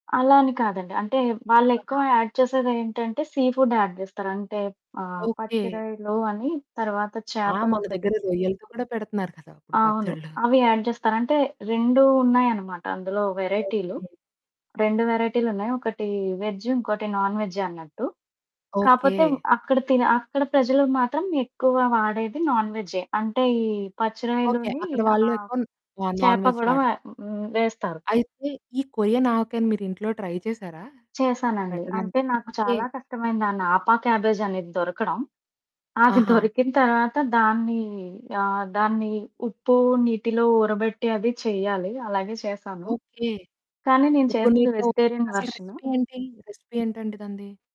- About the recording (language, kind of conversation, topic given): Telugu, podcast, మీరు కొత్త రుచులను ఎలా అన్వేషిస్తారు?
- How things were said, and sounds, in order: static; unintelligible speech; in English: "యాడ్"; in English: "సీ ఫుడ్ యాడ్"; other background noise; in English: "యాడ్"; in English: "నాన్ వేజ్"; in English: "నా నాన్ వేజ్"; in English: "ట్రై"; distorted speech; in English: "రెసిపీ"; in English: "వెజిటేరియన్"; in English: "రెసిపీ"